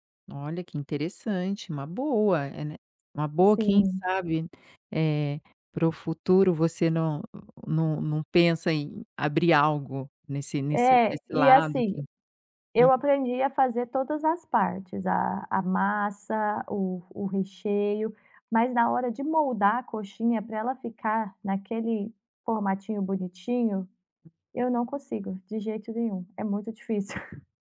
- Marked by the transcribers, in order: tapping; chuckle
- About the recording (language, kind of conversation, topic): Portuguese, podcast, Qual é o papel da comida nas lembranças e nos encontros familiares?